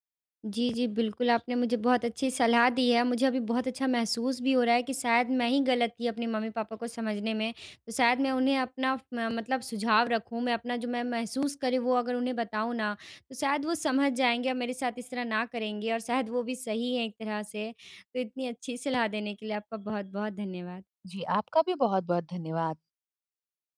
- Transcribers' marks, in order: none
- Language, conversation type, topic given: Hindi, advice, मैं अपने रिश्ते में दूरी क्यों महसूस कर रहा/रही हूँ?